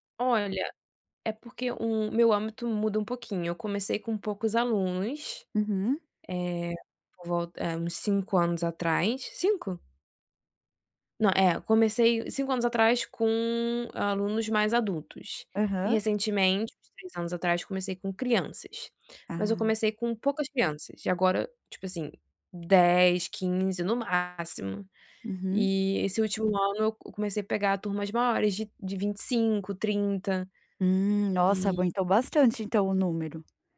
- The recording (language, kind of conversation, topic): Portuguese, advice, Como posso parar de me criticar tanto quando me sinto rejeitado ou inadequado?
- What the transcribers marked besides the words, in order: tapping